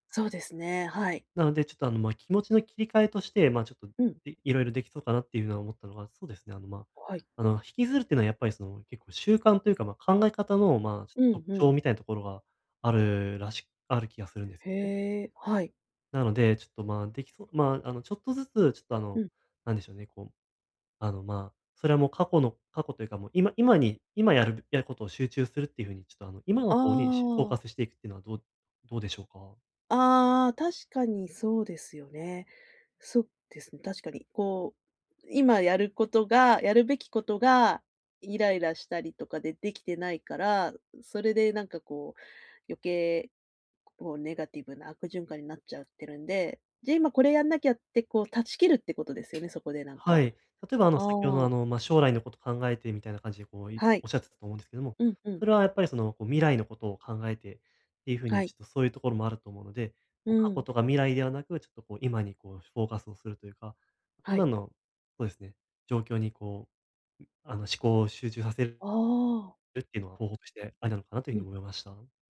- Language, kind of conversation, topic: Japanese, advice, 感情が激しく揺れるとき、どうすれば受け入れて落ち着き、うまくコントロールできますか？
- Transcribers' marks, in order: tapping; other noise; other background noise